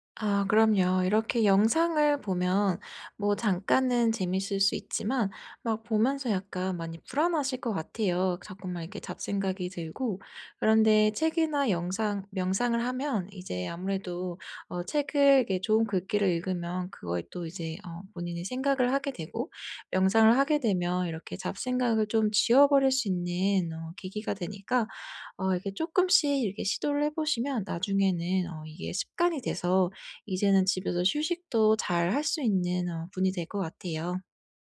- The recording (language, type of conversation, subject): Korean, advice, 집에서 쉬는 동안 불안하고 산만해서 영화·음악·책을 즐기기 어려울 때 어떻게 하면 좋을까요?
- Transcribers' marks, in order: none